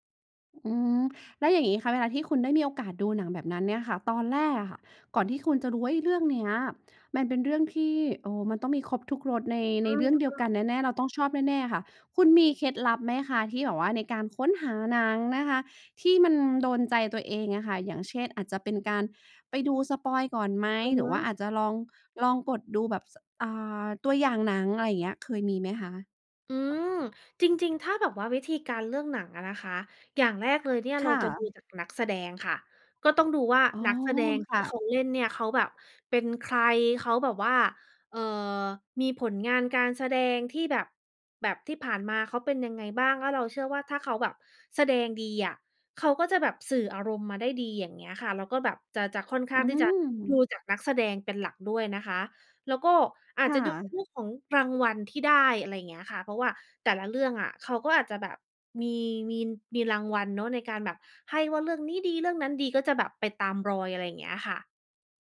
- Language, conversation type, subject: Thai, podcast, อะไรที่ทำให้หนังเรื่องหนึ่งโดนใจคุณได้ขนาดนั้น?
- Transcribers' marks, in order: other background noise